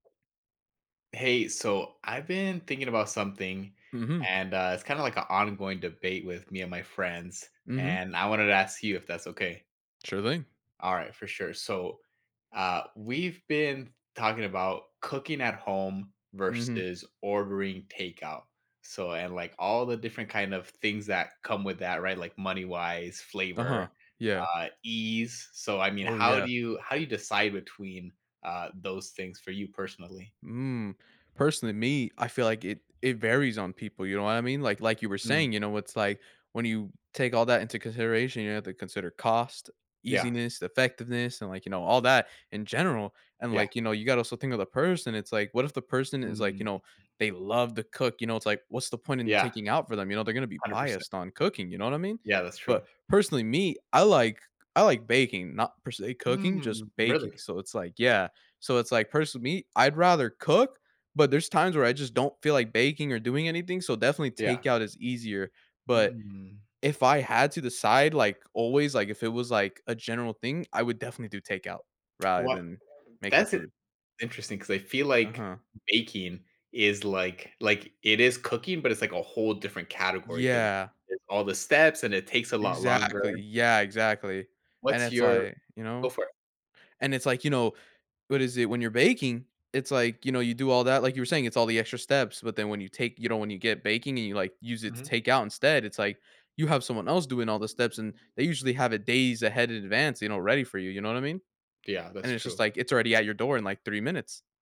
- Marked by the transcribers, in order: other background noise; drawn out: "Mm"; background speech; tapping
- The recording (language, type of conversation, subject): English, unstructured, What factors influence your choice between making meals at home or getting takeout?
- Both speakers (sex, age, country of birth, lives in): male, 20-24, United States, United States; male, 25-29, United States, United States